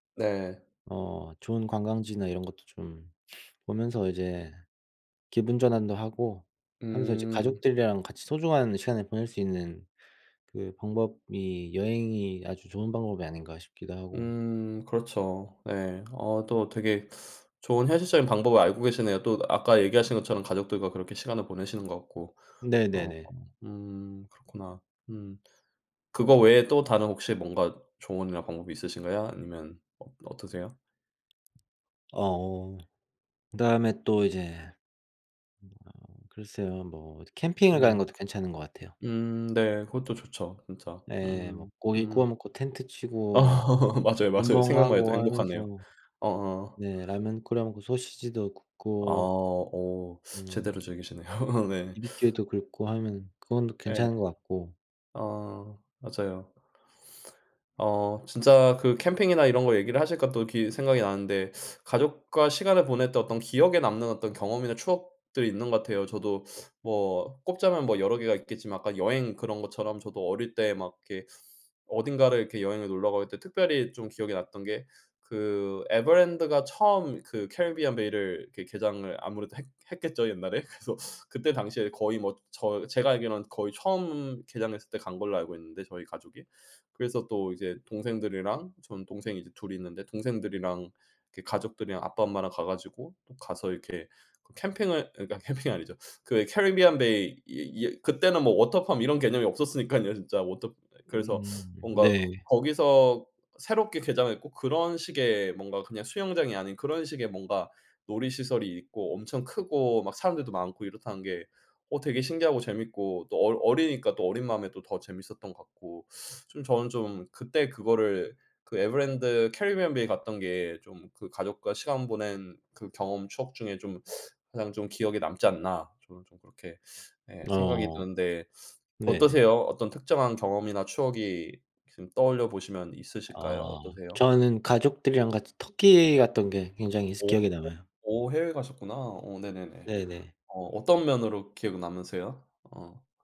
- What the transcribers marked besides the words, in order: sniff; tapping; other background noise; laughing while speaking: "어"; laugh; laughing while speaking: "즐기시네요"; laugh; laughing while speaking: "그래서"; laughing while speaking: "캠핑이 아니죠"; laughing while speaking: "없었으니깐요"
- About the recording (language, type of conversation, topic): Korean, unstructured, 가족과 시간을 보내는 가장 좋은 방법은 무엇인가요?